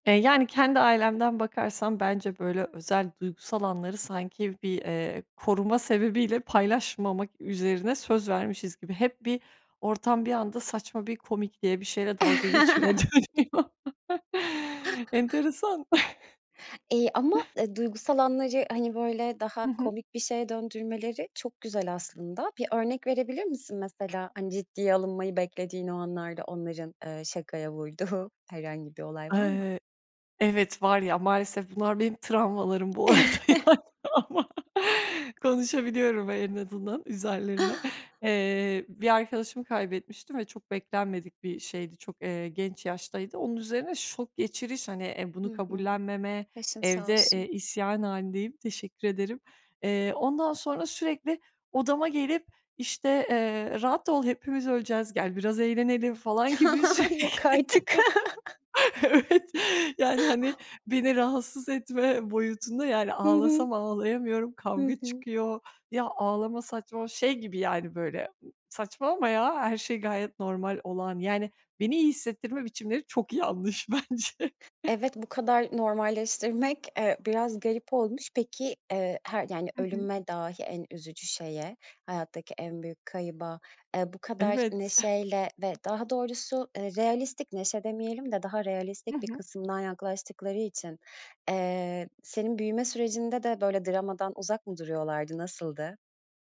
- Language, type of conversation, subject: Turkish, podcast, Aile içinde duyguları paylaşmak neden zor oluyor ve bu konuda ne önerirsin?
- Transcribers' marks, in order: chuckle; tapping; other background noise; laughing while speaking: "dönüyor. Enteresan"; chuckle; laughing while speaking: "vurduğu"; chuckle; laughing while speaking: "arada yani ama konuşabiliyorum en azından üzerilerine"; chuckle; chuckle; laughing while speaking: "Yok artık!"; laughing while speaking: "sürekli. Evet"; chuckle; laughing while speaking: "bence"; chuckle; giggle; "realistlik" said as "realistik"; "realistlik" said as "realistik"